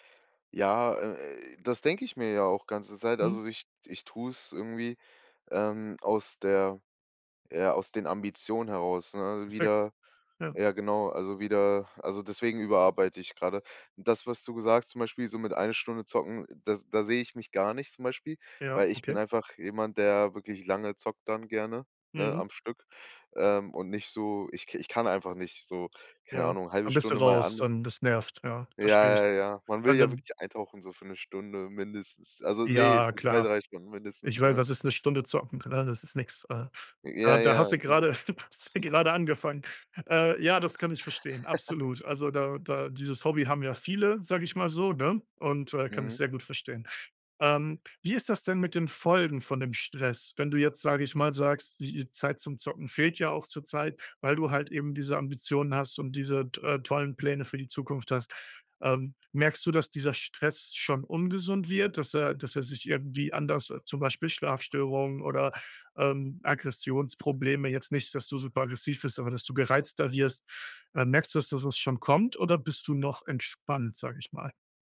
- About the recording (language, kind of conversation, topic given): German, advice, Wie kann ich klare Grenzen zwischen Arbeit und Freizeit ziehen?
- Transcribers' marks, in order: giggle; other background noise; giggle